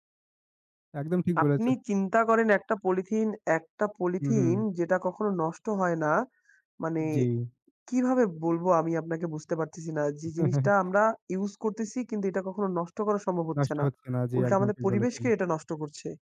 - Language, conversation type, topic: Bengali, unstructured, পরিবেশ রক্ষা করার জন্য আমরা কী কী ছোট ছোট কাজ করতে পারি?
- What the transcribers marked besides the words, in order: other background noise; chuckle